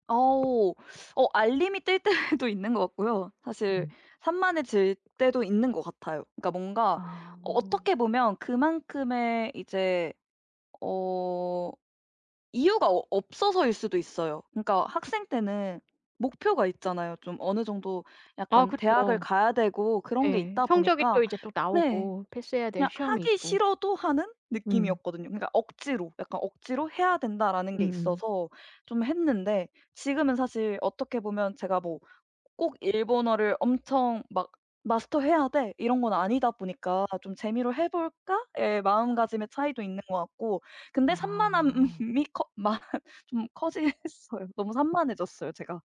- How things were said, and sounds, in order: tapping; laughing while speaking: "때도"; other background noise; laughing while speaking: "산만함이 커 많 좀 커지긴 했어요"
- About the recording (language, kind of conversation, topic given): Korean, podcast, 스마트폰이 일상을 어떻게 바꿨다고 느끼시나요?